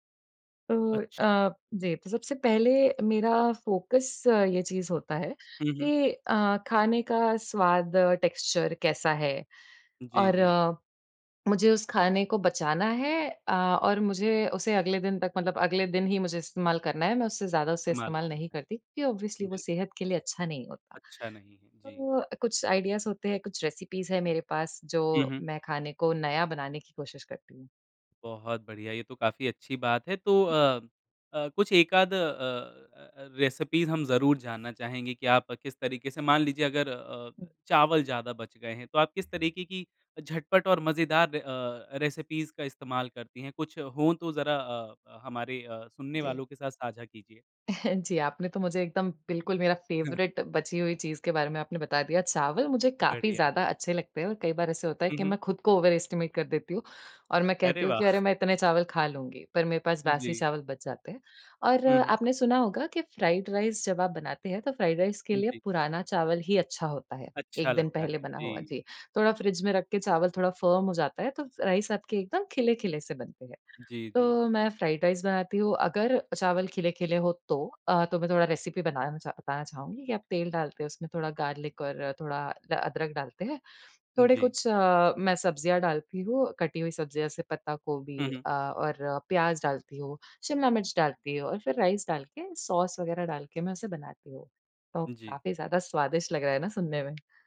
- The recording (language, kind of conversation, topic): Hindi, podcast, बचे हुए खाने को नए और स्वादिष्ट रूप में बदलने के आपके पसंदीदा तरीके क्या हैं?
- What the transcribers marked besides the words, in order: in English: "फोकस"; in English: "टेक्सचर"; in English: "ऑब्वियसली"; in English: "आइडियाज़"; in English: "रेसिपीज़"; in English: "रेसिपीज़"; in English: "रेसिपीज़"; chuckle; in English: "फेवरिट"; in English: "ओवर एस्टिमेट"; in English: "फ्राइड राइस"; in English: "फ्राइड राइस"; in English: "राइस"; in English: "फ्राइड राइस"; in English: "रेसिपी"; in English: "राइस"; tapping